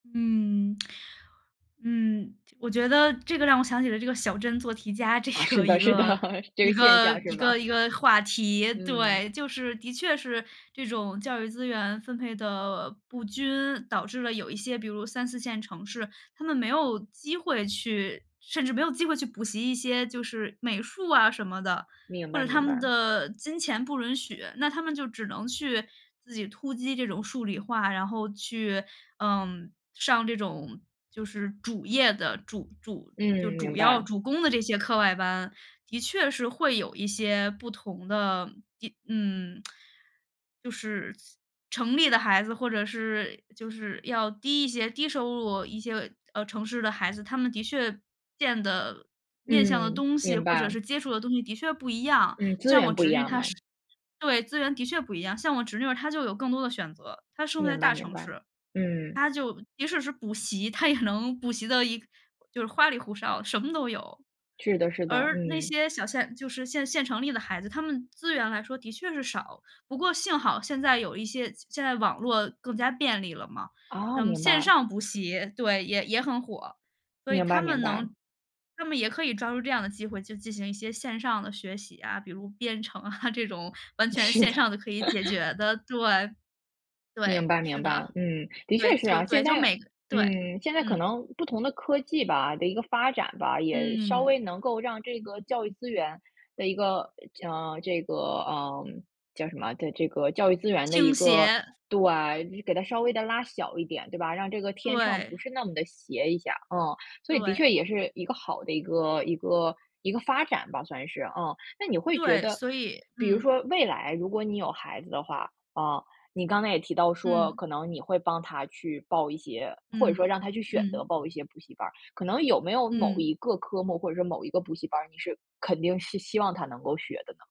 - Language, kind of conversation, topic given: Chinese, podcast, 你怎么看待课外补习现象的普遍性？
- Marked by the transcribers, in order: tsk; laughing while speaking: "这个"; laughing while speaking: "的"; tsk; laughing while speaking: "她也能"; laughing while speaking: "啊"; laughing while speaking: "是的"; laugh